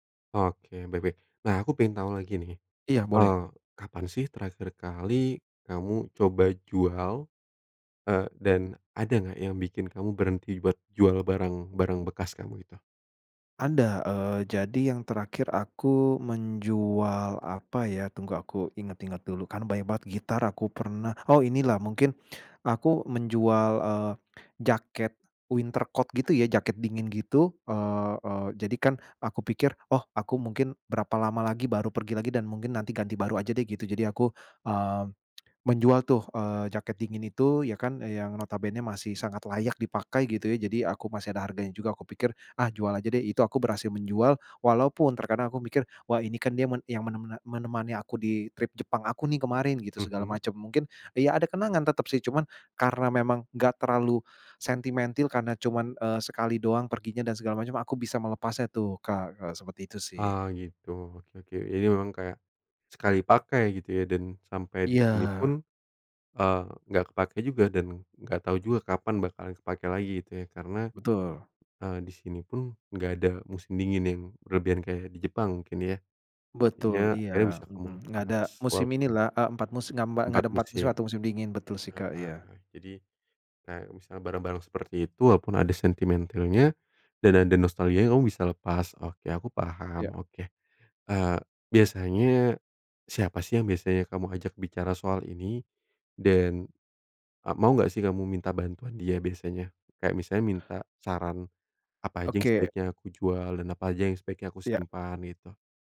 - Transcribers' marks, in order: in English: "winter coat"; tapping
- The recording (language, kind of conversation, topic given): Indonesian, advice, Mengapa saya merasa emosional saat menjual barang bekas dan terus menundanya?